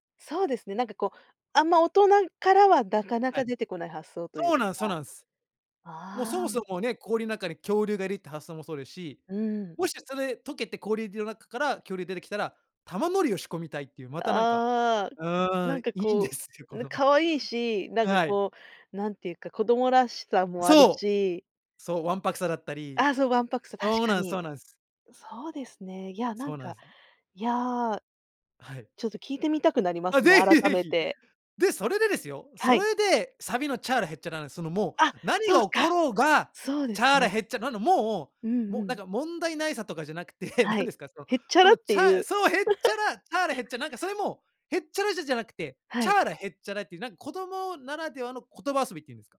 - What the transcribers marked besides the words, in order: laughing while speaking: "いいんですけど"; laughing while speaking: "是非 是非"; laughing while speaking: "とかじゃなくて、なんですか"; chuckle
- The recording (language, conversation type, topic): Japanese, podcast, 聴くと必ず元気になれる曲はありますか？